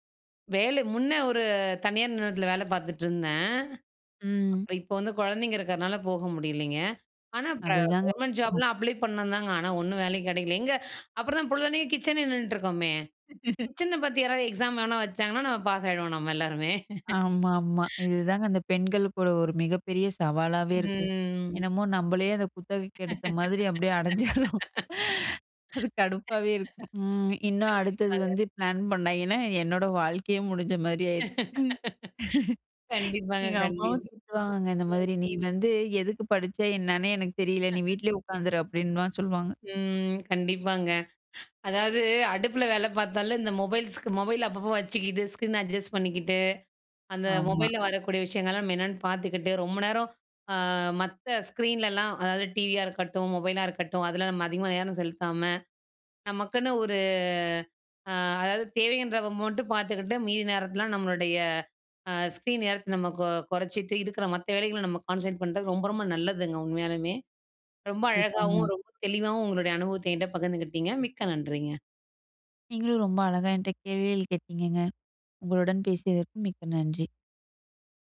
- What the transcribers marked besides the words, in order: laugh; laugh; drawn out: "ம்"; laugh; laughing while speaking: "அடைஞ்சிடுறோம். அது கடுப்பாகவே இருக்கும்"; laugh; other noise; laugh; "மொபைல்-" said as "மொபைல்ஸ்க்கு"; in English: "ஸ்க்ரீன் அட்ஜஸ்ட்"; in English: "ஸ்க்ரீன்லலாம்"; in English: "ஸ்க்ரீன்"; in English: "கான்சன்ட்ரேட்"
- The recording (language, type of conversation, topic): Tamil, podcast, உங்கள் தினசரி திரை நேரத்தை நீங்கள் எப்படி நிர்வகிக்கிறீர்கள்?